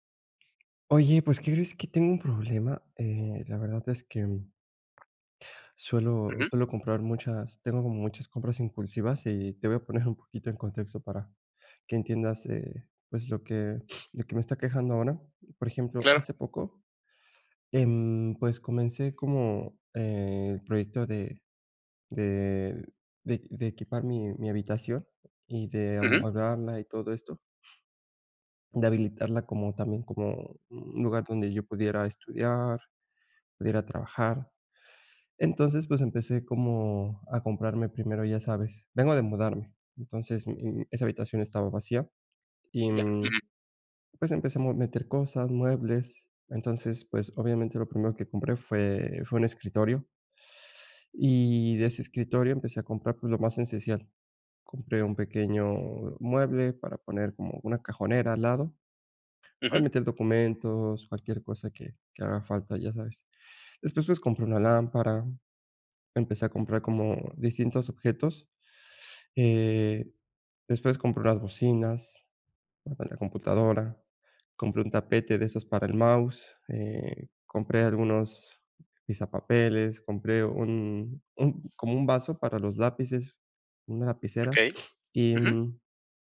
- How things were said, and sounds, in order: other background noise; other noise; tapping
- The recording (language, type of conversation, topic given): Spanish, advice, ¿Cómo puedo evitar las compras impulsivas y ahorrar mejor?